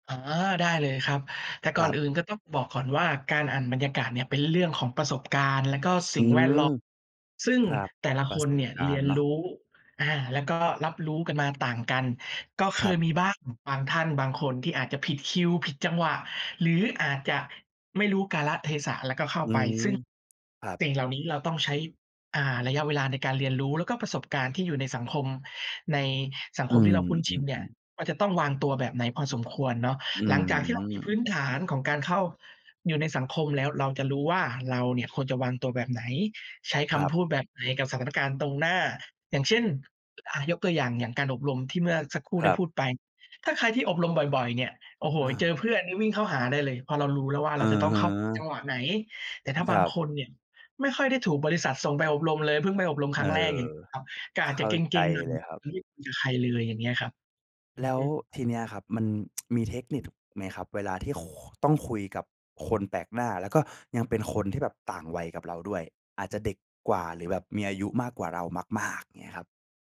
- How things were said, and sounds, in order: "คุ้นชิน" said as "พุ่นชิน"; unintelligible speech; tsk
- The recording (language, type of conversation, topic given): Thai, podcast, คุณมีเทคนิคในการเริ่มคุยกับคนแปลกหน้ายังไงบ้าง?